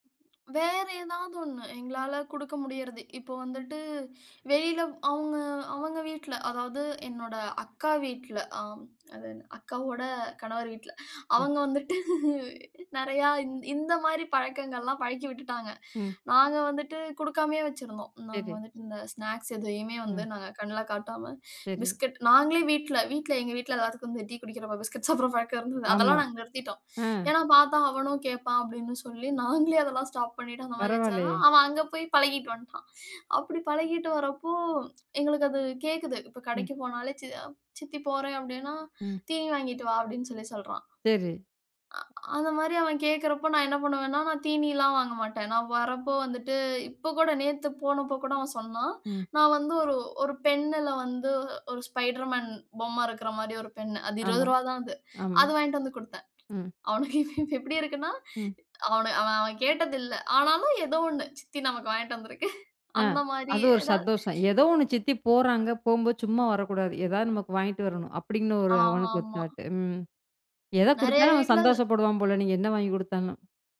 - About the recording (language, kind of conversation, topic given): Tamil, podcast, குழந்தைகள் உள்ள வீட்டில் விஷயங்களை எப்படிக் கையாள்கிறீர்கள்?
- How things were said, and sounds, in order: other background noise; chuckle; snort; chuckle; other noise; chuckle; snort